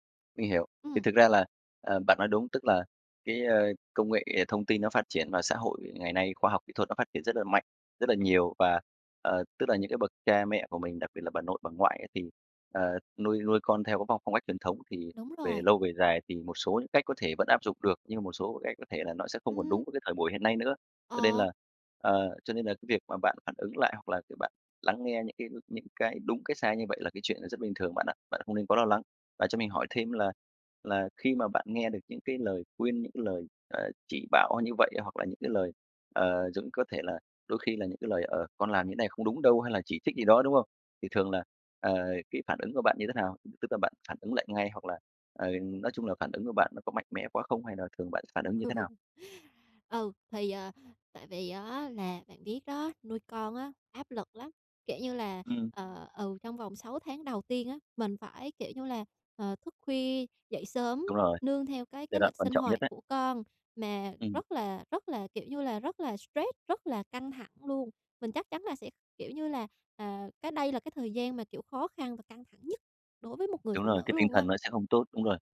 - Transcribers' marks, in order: tapping; laugh; other background noise
- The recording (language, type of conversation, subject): Vietnamese, advice, Làm sao để giữ bình tĩnh khi bị chỉ trích mà vẫn học hỏi được điều hay?